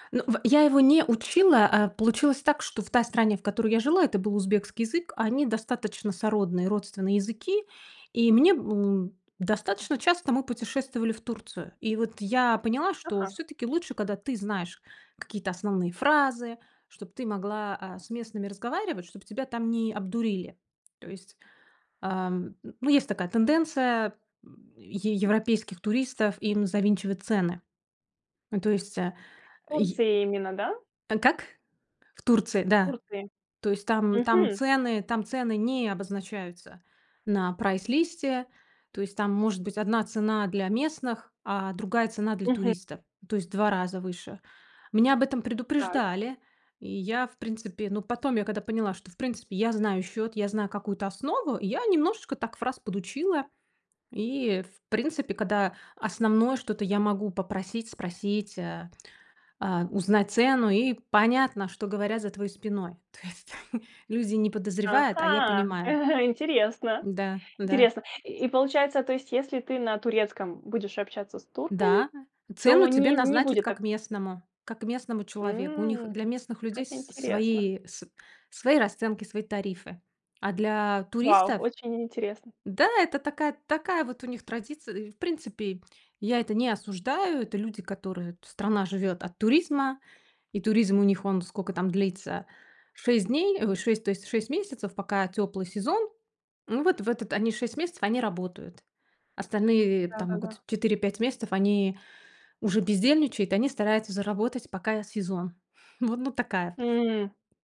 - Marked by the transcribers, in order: other noise; tapping; chuckle; laughing while speaking: "э"
- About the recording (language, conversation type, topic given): Russian, podcast, Что помогает тебе не бросать новое занятие через неделю?